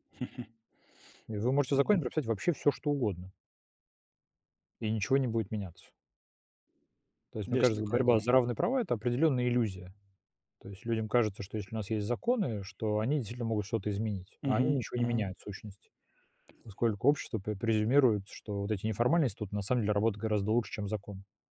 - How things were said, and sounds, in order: chuckle; tapping; other background noise
- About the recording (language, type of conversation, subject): Russian, unstructured, Почему, по вашему мнению, важно, чтобы у всех были равные права?